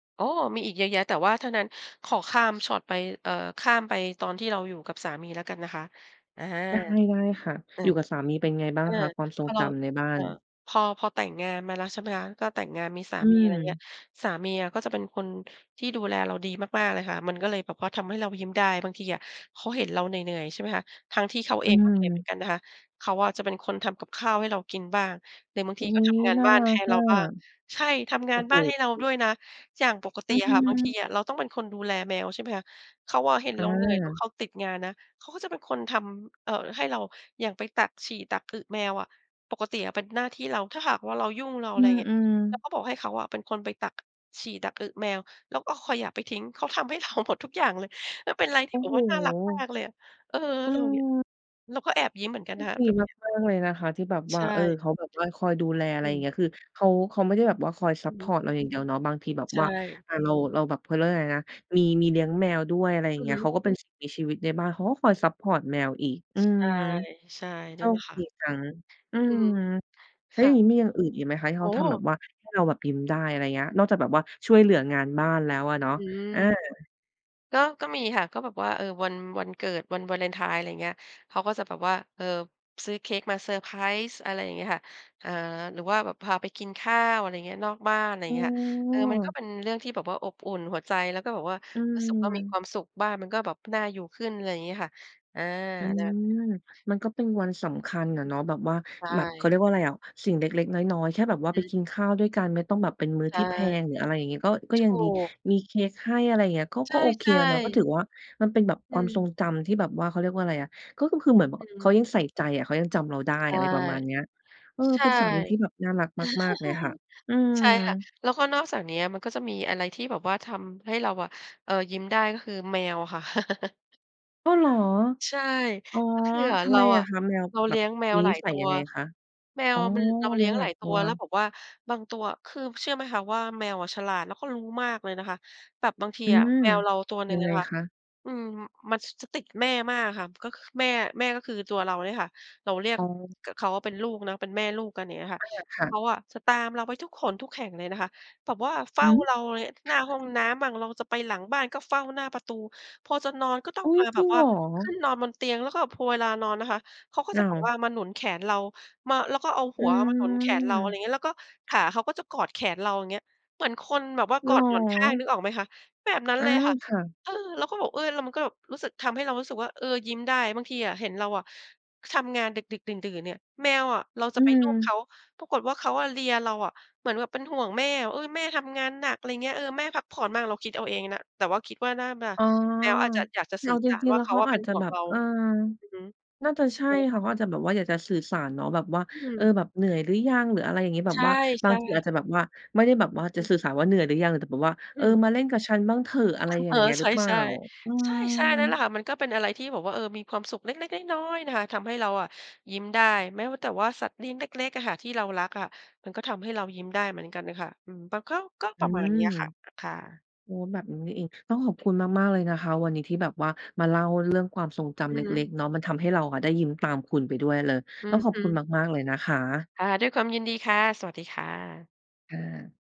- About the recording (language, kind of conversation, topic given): Thai, podcast, เล่าความทรงจำเล็กๆ ในบ้านที่ทำให้คุณยิ้มได้หน่อย?
- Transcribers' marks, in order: other background noise; tapping; "เอาขยะ" said as "คอยหยะ"; laughing while speaking: "เทาหมด"; chuckle; chuckle; chuckle; stressed: "ก็"